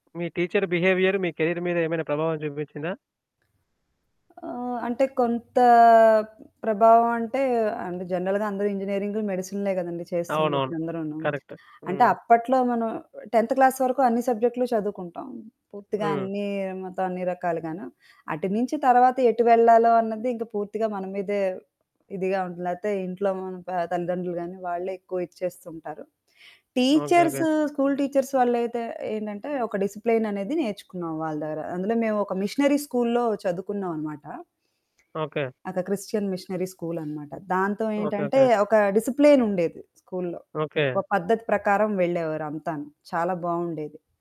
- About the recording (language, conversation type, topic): Telugu, podcast, నీకు ఇప్పటికీ గుర్తుండిపోయే ఒక గురువు గురించి చెప్పగలవా?
- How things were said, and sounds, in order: in English: "టీచర్ బిహేవియర్"; in English: "కెరీర్"; in English: "జనరల్‌గా"; in English: "మెడిసిన్‌లే"; in English: "కరెక్ట్"; in English: "టెంత్ క్లాస్"; in English: "టీచర్స్, స్కూల్ టీచర్స్"; background speech; other background noise; in English: "మిషనరీ స్కూల్లో"; in English: "డిసిప్లిన్"